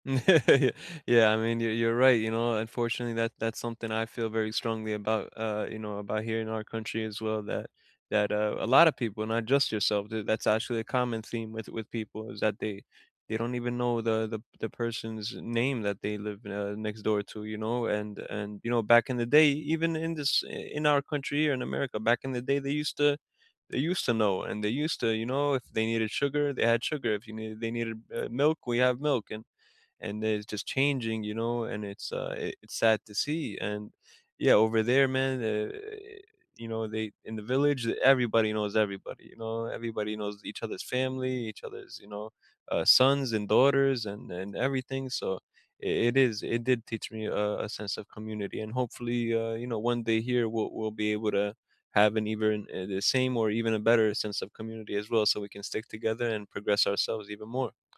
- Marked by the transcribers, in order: laugh; tapping
- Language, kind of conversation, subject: English, unstructured, What childhood memory still makes you smile?
- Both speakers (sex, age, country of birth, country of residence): male, 30-34, United States, United States; male, 40-44, United States, United States